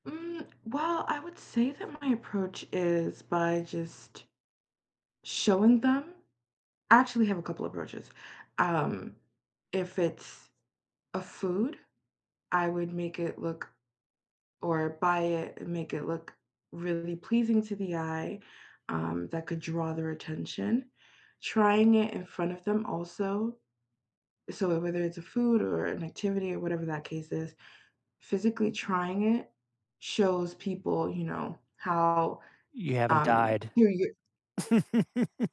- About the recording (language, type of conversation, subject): English, unstructured, What is your approach to convincing someone to try something new?
- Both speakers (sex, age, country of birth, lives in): female, 20-24, United States, United States; male, 40-44, United States, United States
- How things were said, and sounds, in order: chuckle